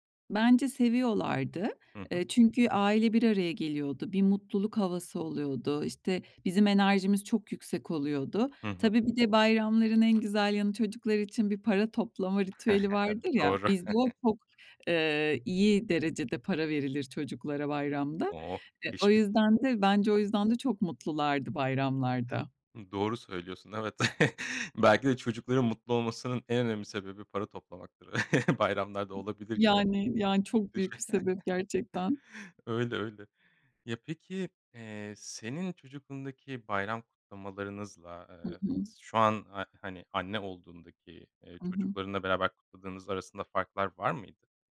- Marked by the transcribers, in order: other background noise; chuckle; chuckle; chuckle; unintelligible speech; chuckle
- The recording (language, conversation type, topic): Turkish, podcast, Çocuklara hangi gelenekleri mutlaka öğretmeliyiz?
- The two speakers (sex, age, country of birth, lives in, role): female, 45-49, Turkey, Spain, guest; male, 35-39, Turkey, Germany, host